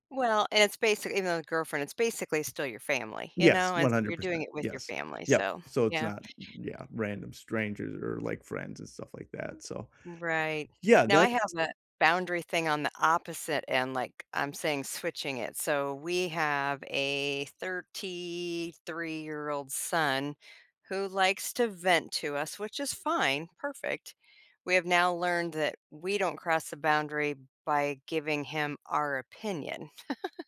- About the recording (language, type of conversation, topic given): English, unstructured, What small boundaries help maintain individuality in a close relationship?
- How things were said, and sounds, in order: other background noise; laugh